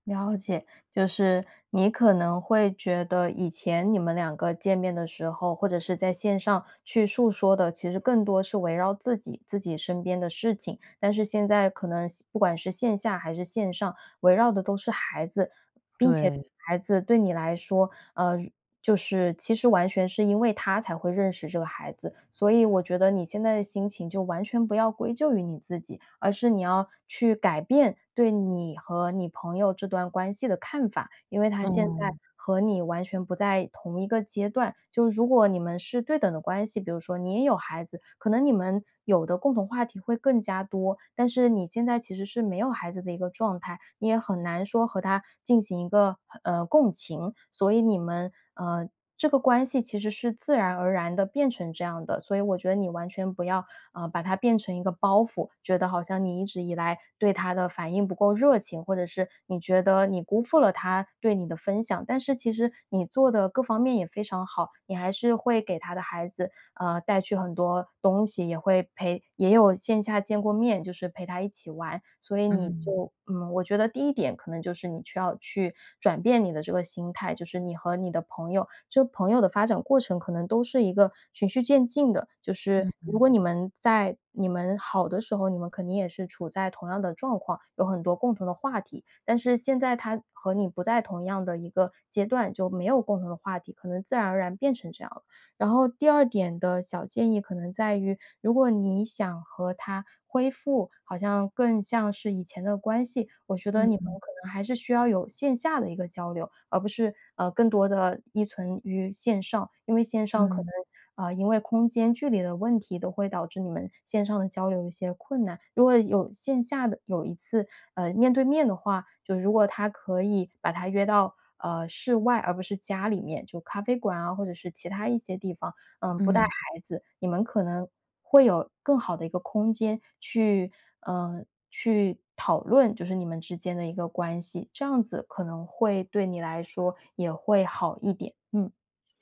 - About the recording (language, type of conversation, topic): Chinese, advice, 我该如何与老朋友沟通澄清误会？
- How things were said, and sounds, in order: none